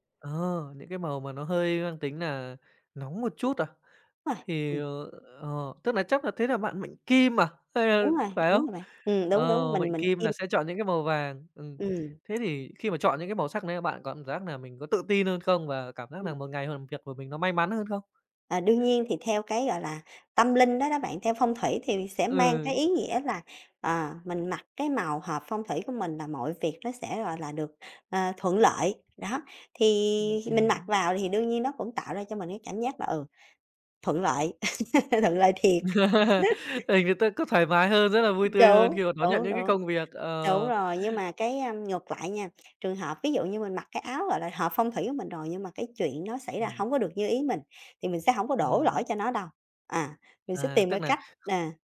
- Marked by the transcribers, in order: other background noise; tapping; laugh
- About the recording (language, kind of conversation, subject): Vietnamese, podcast, Màu sắc trang phục ảnh hưởng đến tâm trạng của bạn như thế nào?